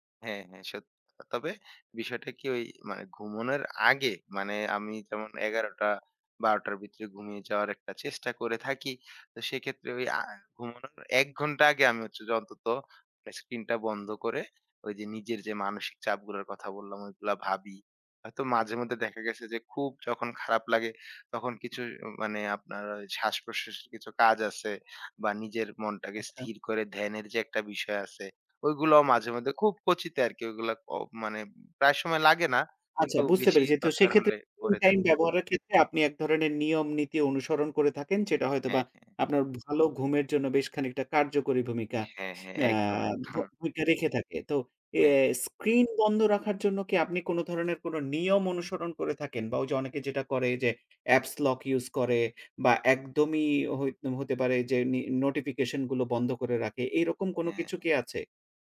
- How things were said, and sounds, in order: "ঘুমানোর" said as "ঘুমনের"; other background noise; "ভেতরে" said as "ভিত্রে"; tapping; unintelligible speech; scoff; in English: "অ্যাপ্স লক"
- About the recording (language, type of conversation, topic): Bengali, podcast, ভালো ঘুমের জন্য আপনার সহজ টিপসগুলো কী?